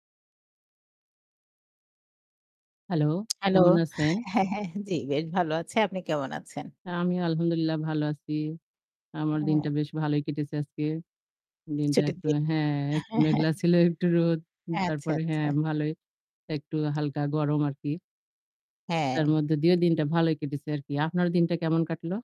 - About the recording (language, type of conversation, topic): Bengali, unstructured, শিশুদের জন্য পুষ্টিকর খাবার কীভাবে তৈরি করবেন?
- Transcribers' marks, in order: in Arabic: "আলহামদুলিল্লাহ"